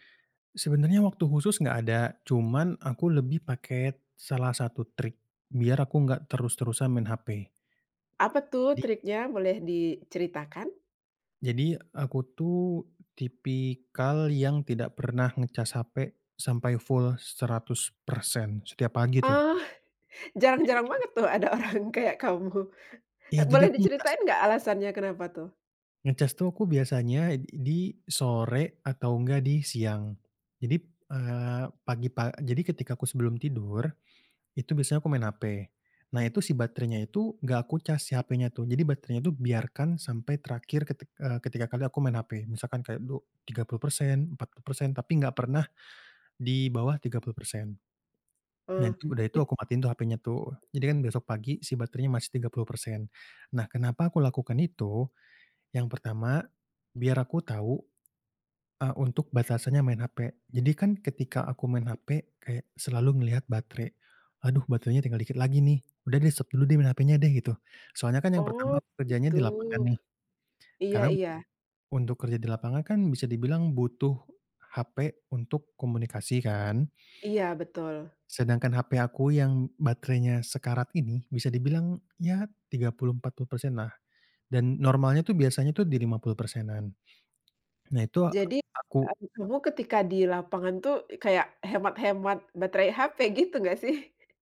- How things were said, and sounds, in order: tapping; laughing while speaking: "ada orang kayak kamu"; snort; in English: "stop"; other background noise; tongue click
- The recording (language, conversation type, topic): Indonesian, podcast, Bagaimana kebiasaanmu menggunakan ponsel pintar sehari-hari?